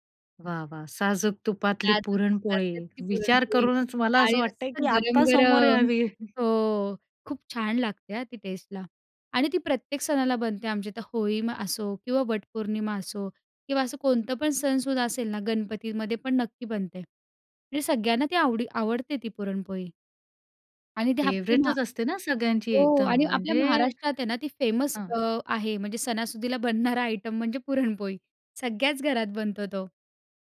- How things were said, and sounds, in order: chuckle; in English: "फेव्हरेटच"; in English: "फेमस"; laughing while speaking: "बनणारा आयटम म्हणजे पुरणपोळी"
- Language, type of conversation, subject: Marathi, podcast, स्वयंपाक करताना तुम्हाला कोणता पदार्थ बनवायला सर्वात जास्त मजा येते?